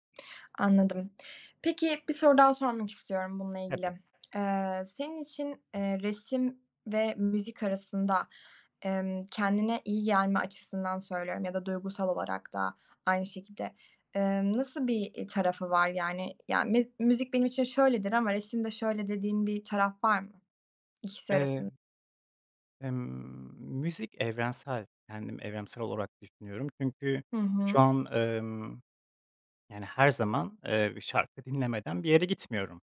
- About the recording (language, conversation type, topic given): Turkish, podcast, Rutinler yaratıcılığı nasıl etkiler?
- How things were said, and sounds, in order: lip smack; tapping; other background noise; other noise; "evrensel" said as "evremsel"